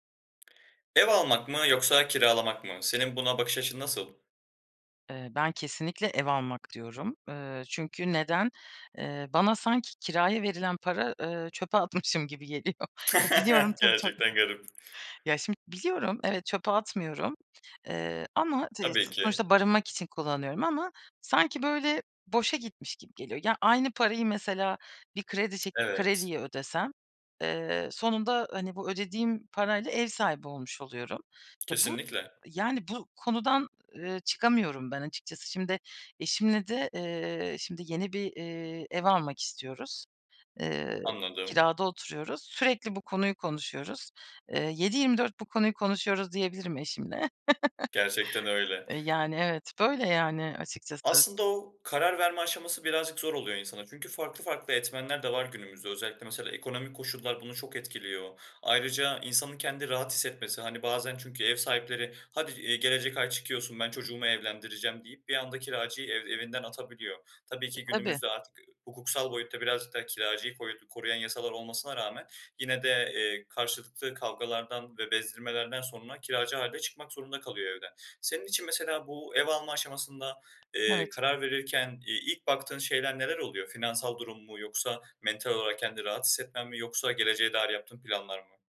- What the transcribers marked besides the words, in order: other background noise; laughing while speaking: "atmışım gibi geliyor"; chuckle; tapping; laughing while speaking: "tabii"; chuckle; chuckle
- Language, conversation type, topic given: Turkish, podcast, Ev almak mı, kiralamak mı daha mantıklı sizce?